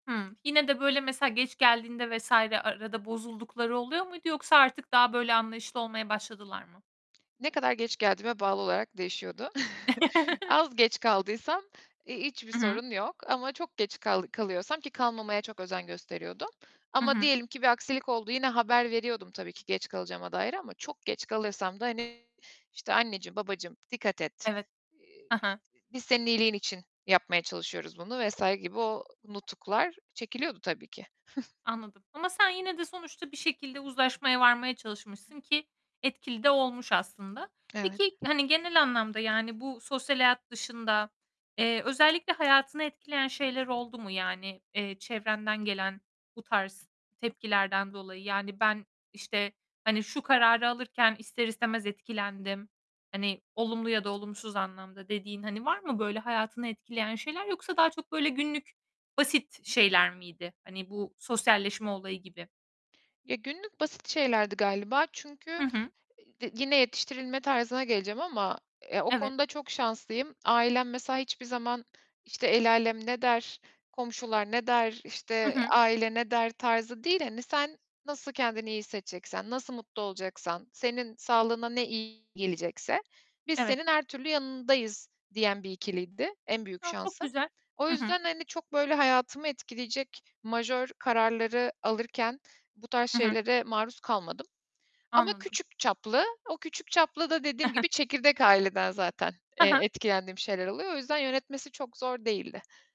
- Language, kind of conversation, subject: Turkish, podcast, Aileden ya da çevrenden gelen itirazlara nasıl yanıt verirsin?
- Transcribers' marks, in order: other background noise; chuckle; distorted speech; giggle; chuckle